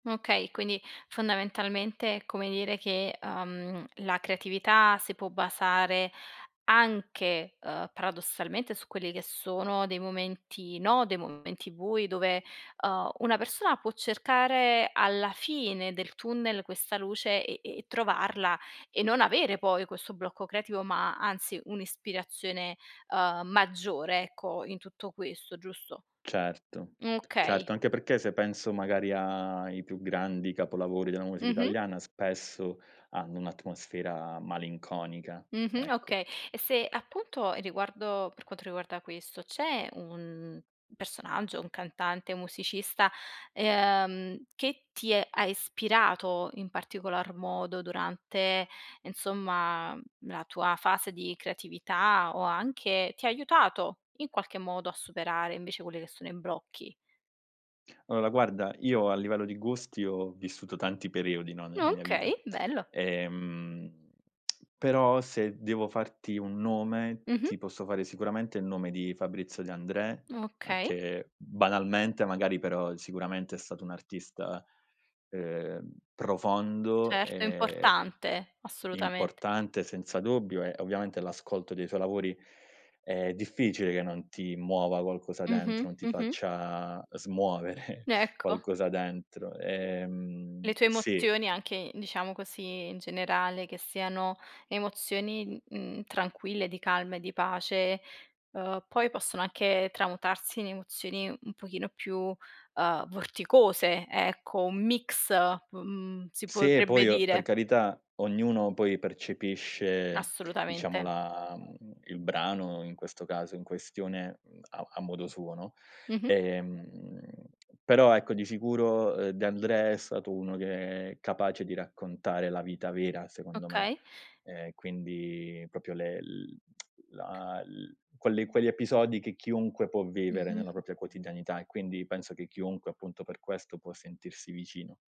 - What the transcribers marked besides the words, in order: other background noise; tapping; lip smack; laughing while speaking: "smuovere"; "proprio" said as "propio"; lip smack; "propria" said as "propia"
- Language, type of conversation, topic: Italian, podcast, Qual è il tuo metodo per superare il blocco creativo?